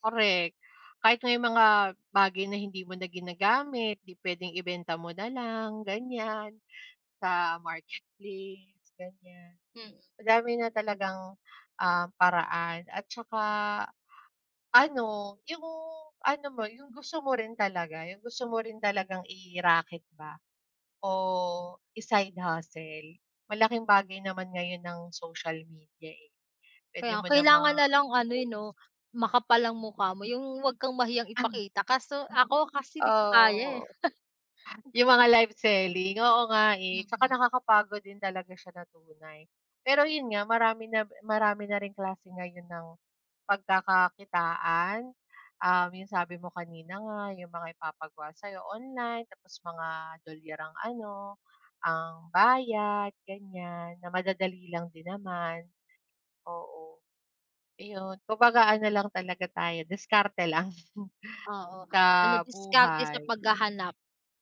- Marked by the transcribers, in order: tapping; other background noise; throat clearing; chuckle; chuckle
- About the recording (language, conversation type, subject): Filipino, unstructured, Ano ang mga paborito mong paraan para kumita ng dagdag na pera?